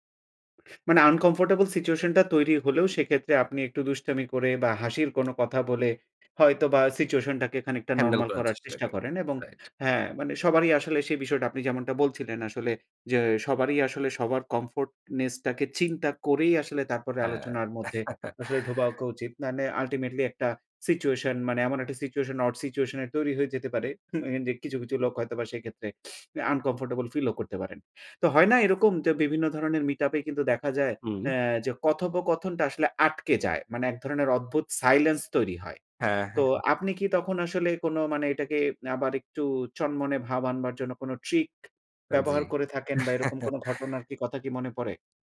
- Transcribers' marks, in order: other background noise; in English: "uncomfortable situation"; in English: "comfortness"; "ঢোকা" said as "ঢোবা"; chuckle; in English: "situation odd situation"; unintelligible speech; snort; in English: "uncomfortable feel"; tapping; chuckle
- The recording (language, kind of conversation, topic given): Bengali, podcast, মিটআপে গিয়ে আপনি কীভাবে কথা শুরু করেন?
- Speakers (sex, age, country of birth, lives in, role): male, 35-39, Bangladesh, Finland, host; male, 60-64, Bangladesh, Bangladesh, guest